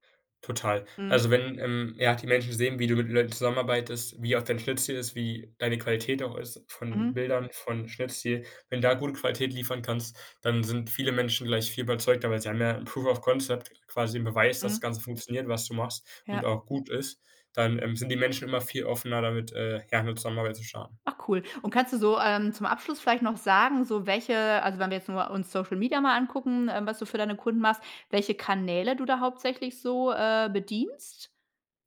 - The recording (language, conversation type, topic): German, podcast, Wie entscheidest du, welche Chancen du wirklich nutzt?
- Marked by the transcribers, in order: in English: "Proof of Concept"